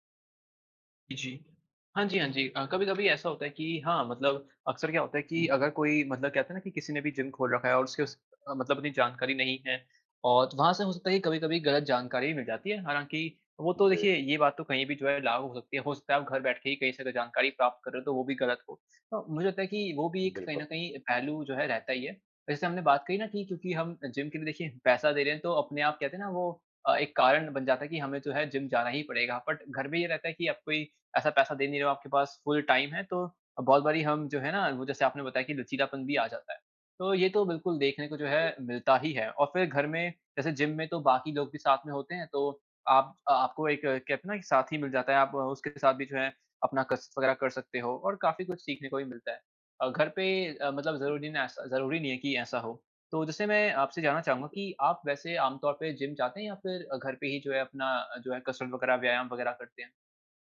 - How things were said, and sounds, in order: in English: "बट"; in English: "फुल टाइम"
- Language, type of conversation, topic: Hindi, unstructured, क्या जिम जाना सच में ज़रूरी है?